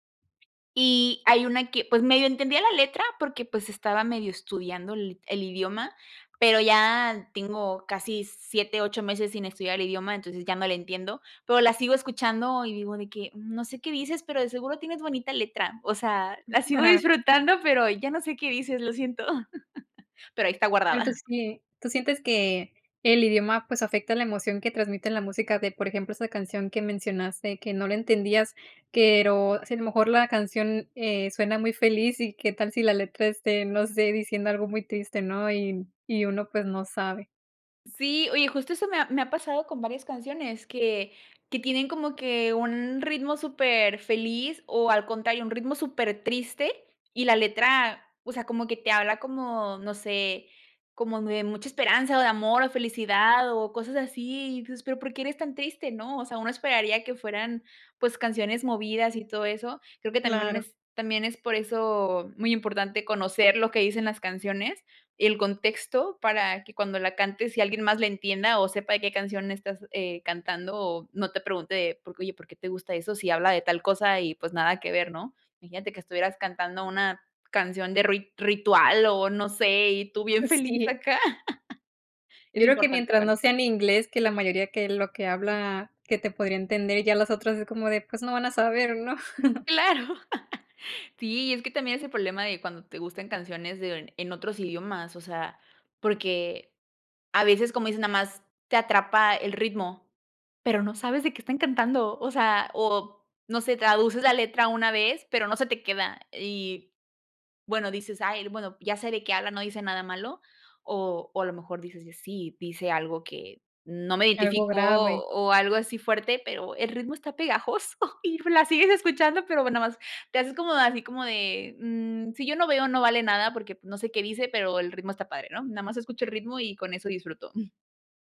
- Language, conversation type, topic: Spanish, podcast, ¿Qué opinas de mezclar idiomas en una playlist compartida?
- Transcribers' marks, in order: laugh; laugh; chuckle; chuckle; laugh; giggle